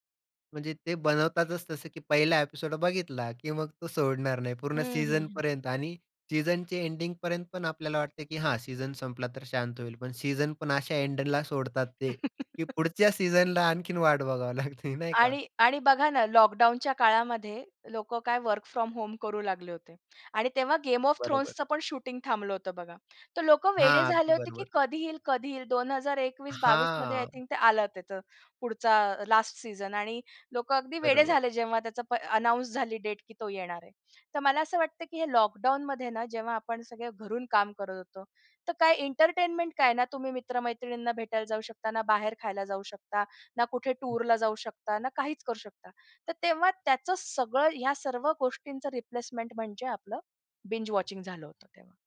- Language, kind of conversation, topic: Marathi, podcast, बिंजवॉचिंगची सवय आत्ता का इतकी वाढली आहे असे तुम्हाला वाटते?
- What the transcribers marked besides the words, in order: other background noise; laugh; chuckle; in English: "वर्क फ्रॉम होम"; in English: "आय थिंक"; in English: "बिंज वॉचिंग"